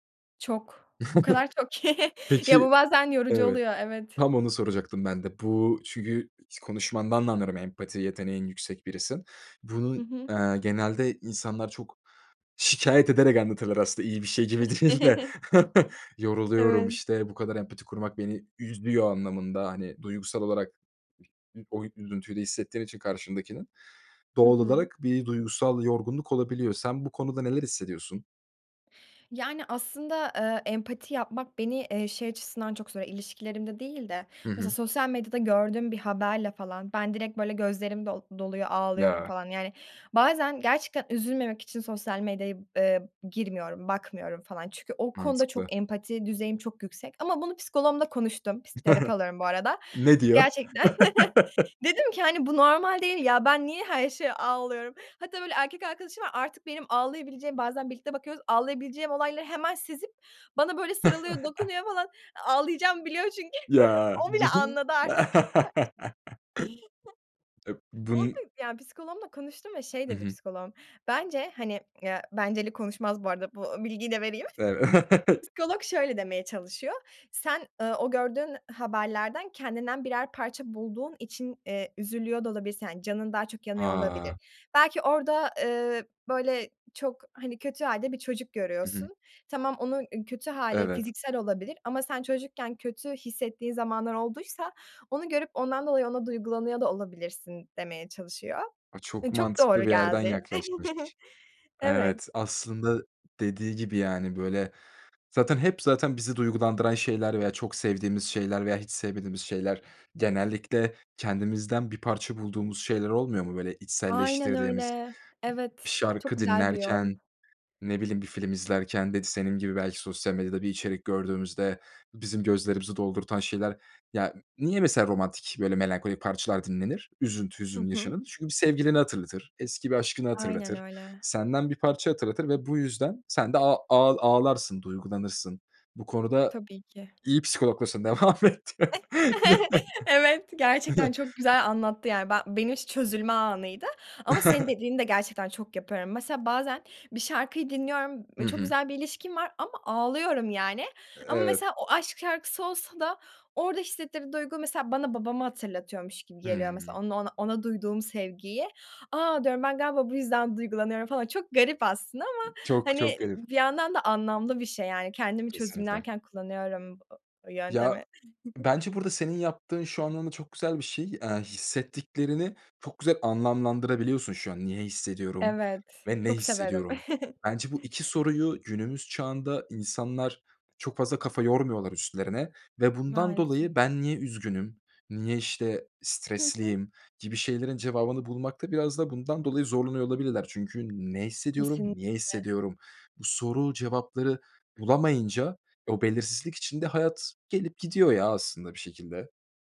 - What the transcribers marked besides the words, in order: chuckle; other background noise; chuckle; laughing while speaking: "değil de"; chuckle; chuckle; tapping; laugh; chuckle; chuckle; unintelligible speech; laugh; chuckle; unintelligible speech; chuckle; laugh; other noise; chuckle; unintelligible speech; chuckle; laughing while speaking: "devam et"; chuckle; chuckle; unintelligible speech; chuckle; chuckle
- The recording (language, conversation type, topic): Turkish, podcast, Destek verirken tükenmemek için ne yaparsın?